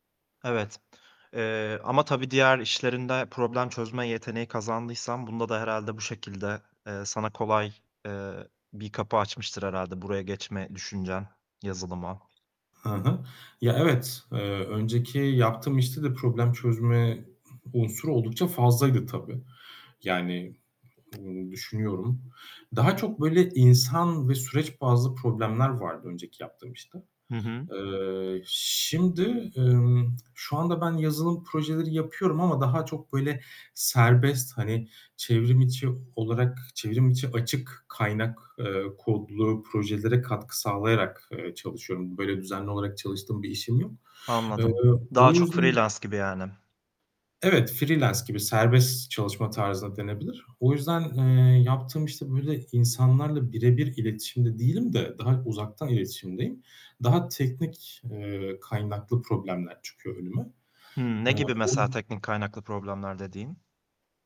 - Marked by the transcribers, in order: tapping; static; other background noise; other noise; distorted speech
- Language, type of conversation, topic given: Turkish, podcast, İş değiştirme korkusunu nasıl yendin?